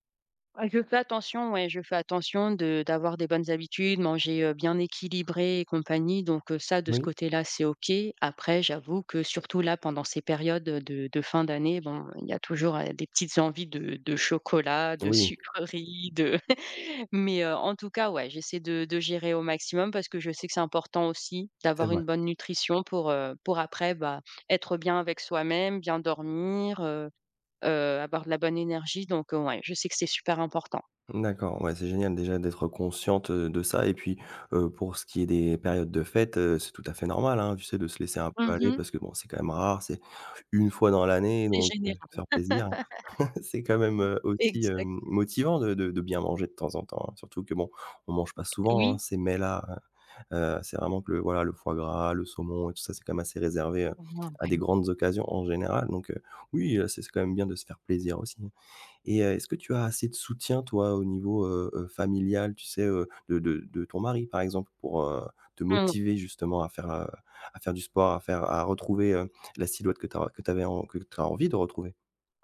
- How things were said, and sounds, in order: tapping; chuckle; chuckle; laugh; other background noise; other noise; stressed: "soutien"
- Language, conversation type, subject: French, advice, Comment puis-je trouver un équilibre entre le sport et la vie de famille ?